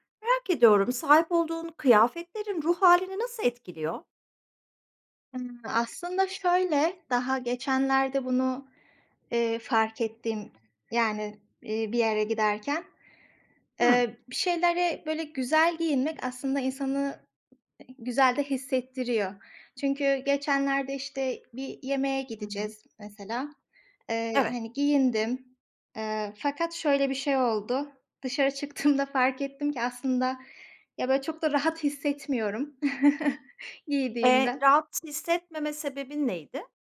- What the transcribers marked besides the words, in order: tapping; laughing while speaking: "çıktığımda"; chuckle
- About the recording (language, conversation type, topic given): Turkish, podcast, Kıyafetler sence ruh hâlini nasıl etkiler?